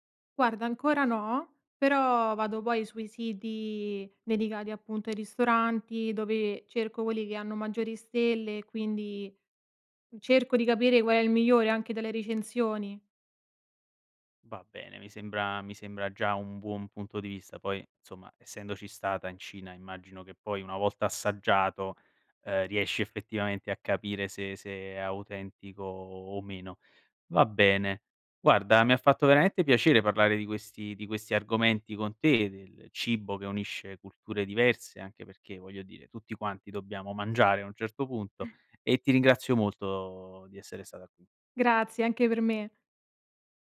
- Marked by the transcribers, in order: other background noise; other noise
- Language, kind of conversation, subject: Italian, podcast, Raccontami di una volta in cui il cibo ha unito persone diverse?
- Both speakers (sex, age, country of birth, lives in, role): female, 25-29, Italy, Italy, guest; male, 25-29, Italy, Italy, host